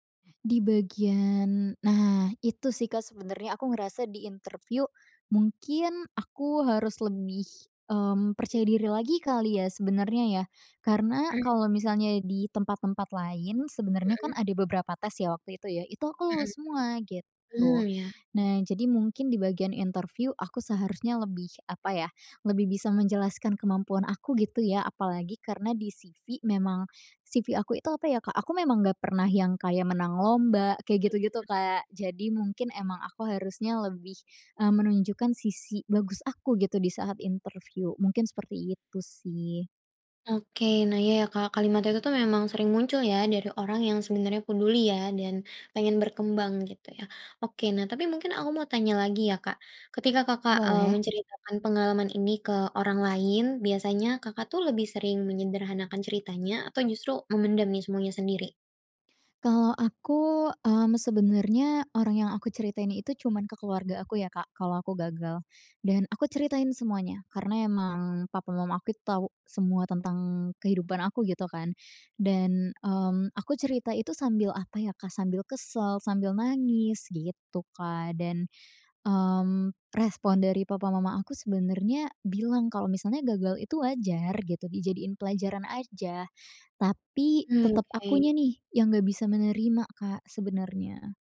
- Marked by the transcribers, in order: throat clearing; other background noise; in English: "C-V"; in English: "C-V"; tapping
- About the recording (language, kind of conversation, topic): Indonesian, advice, Bagaimana caranya menjadikan kegagalan sebagai pelajaran untuk maju?